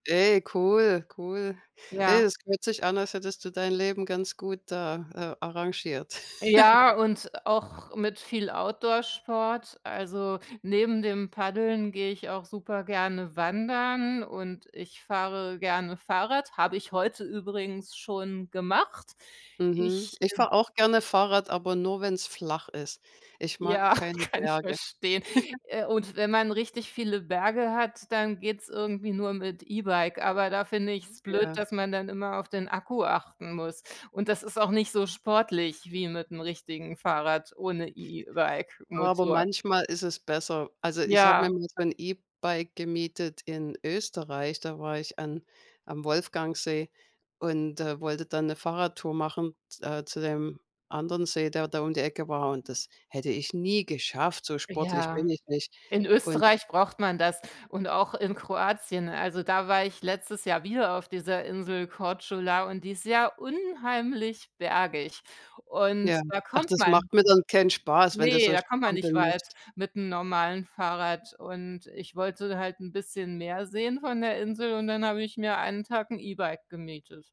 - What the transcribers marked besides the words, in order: snort; snort; laughing while speaking: "kann"; snort; other background noise; stressed: "nie"; stressed: "unheimlich"
- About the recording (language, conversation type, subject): German, unstructured, Welcher Sport macht dir am meisten Spaß und warum?